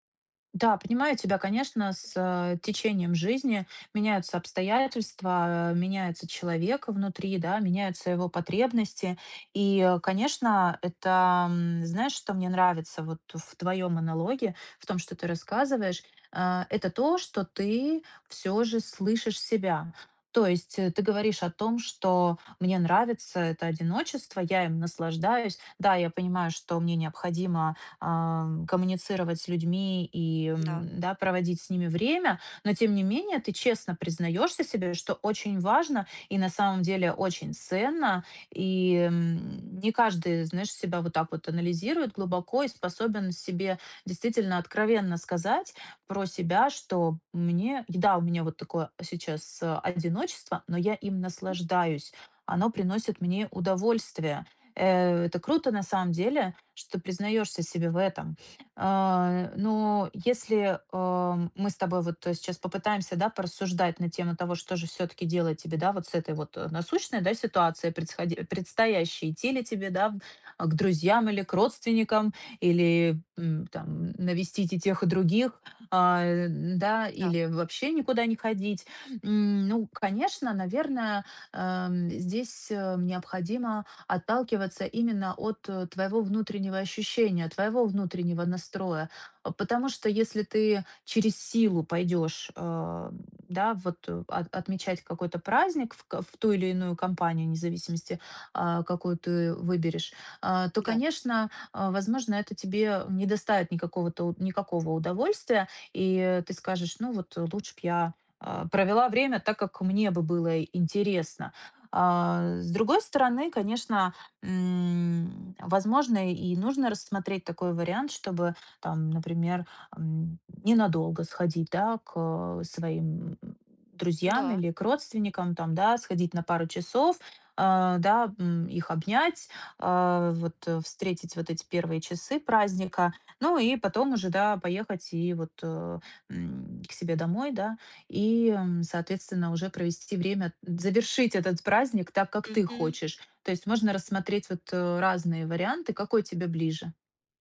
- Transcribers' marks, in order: tapping
- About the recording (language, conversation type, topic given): Russian, advice, Как мне найти баланс между общением и временем в одиночестве?